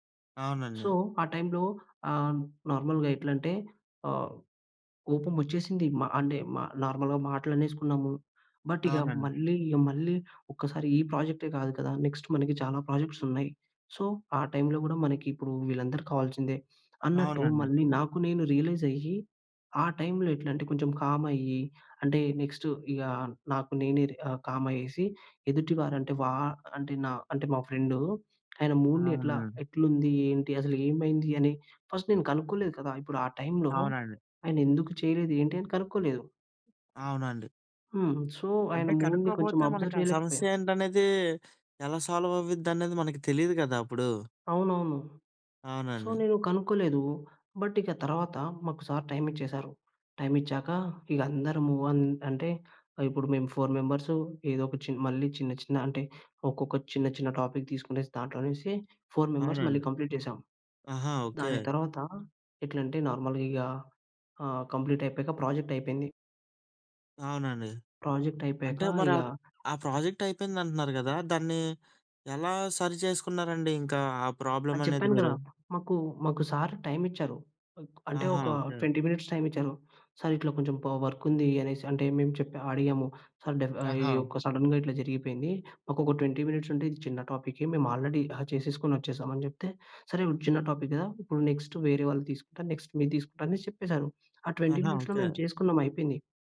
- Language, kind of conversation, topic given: Telugu, podcast, సమస్యపై మాట్లాడడానికి సరైన సమయాన్ని మీరు ఎలా ఎంచుకుంటారు?
- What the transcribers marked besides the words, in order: in English: "సో"; in English: "నార్మల్‌గా"; in English: "నార్మల్‌గా"; in English: "బట్"; in English: "నెక్స్ట్"; in English: "ప్రాజెక్ట్స్"; in English: "సో"; in English: "రియలైజ్"; in English: "కామ్"; in English: "నెక్స్ట్"; in English: "కామ్"; other background noise; in English: "ఫ్రెండ్"; in English: "మూడ్‌ని"; in English: "ఫస్ట్"; in English: "సో"; in English: "మూడ్‌ని"; in English: "అబ్జర్వ్"; in English: "సాల్వ్"; in English: "సో"; in English: "బట్"; in English: "ఫోర్ మెంబర్స్"; in English: "టాపిక్"; in English: "4 మెంబర్స్"; in English: "కంప్లీట్"; in English: "నార్మల్‌గా"; in English: "కంప్లీట్"; in English: "ప్రాజెక్ట్"; tapping; in English: "ప్రాజెక్ట్"; in English: "ప్రాజెక్ట్"; in English: "ప్రాబ్లమ్"; in English: "ట్వంటీ మినిట్స్ టైమ్"; in English: "వర్క్"; in English: "సడన్‌గా"; in English: "ట్వంటీ మినిట్స్"; in English: "ఆల్రెడీ డ్రా"; in English: "టాపిక్"; in English: "నెక్స్ట్"; in English: "నెక్స్ట్"; in English: "ట్వంటీ మినిట్స్‌లో"